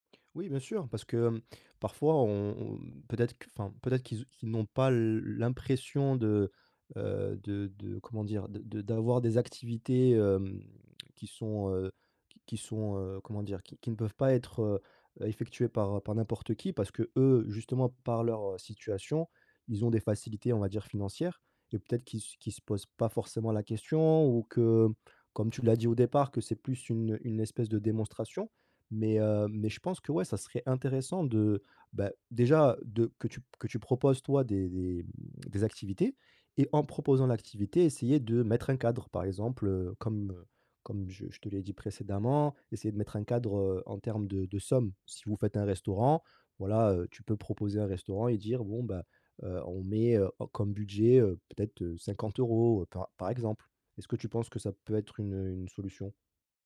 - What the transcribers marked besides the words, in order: none
- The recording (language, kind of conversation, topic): French, advice, Comment gérer la pression sociale pour dépenser lors d’événements et de sorties ?
- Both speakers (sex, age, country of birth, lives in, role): male, 30-34, France, France, advisor; male, 45-49, France, France, user